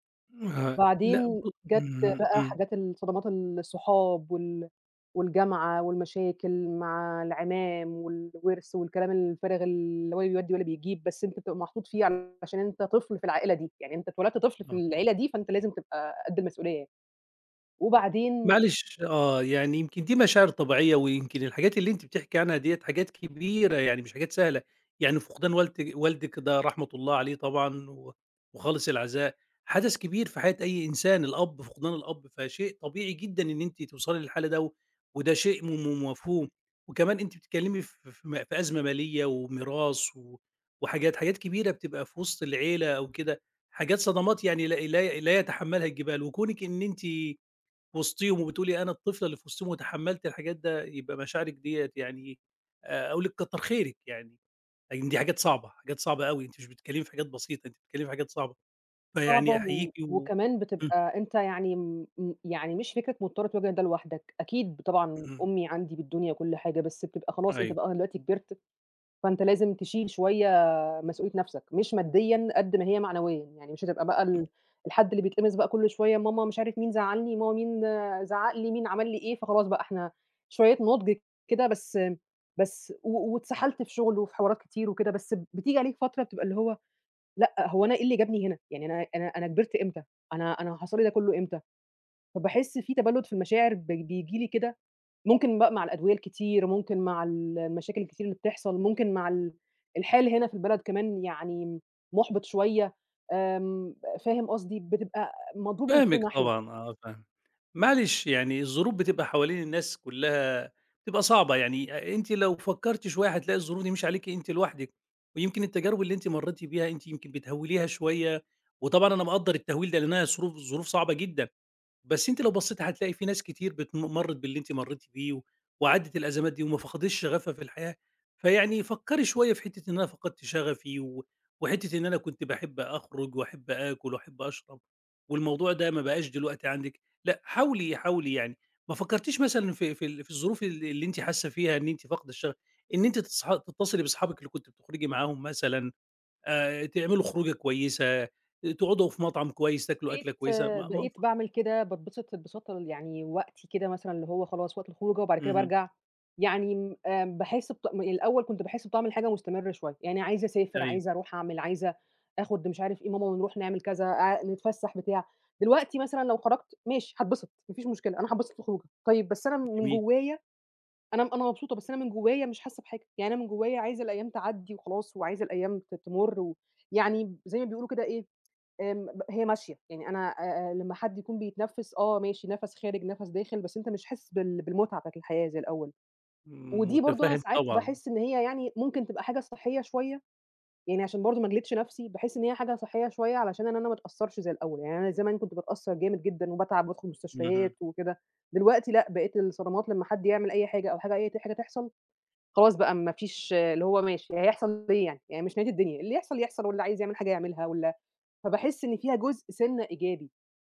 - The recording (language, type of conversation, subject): Arabic, advice, إزاي فقدت الشغف والهوايات اللي كانت بتدي لحياتي معنى؟
- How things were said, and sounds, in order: wind; tapping; other background noise; unintelligible speech; "ظروف" said as "صروف"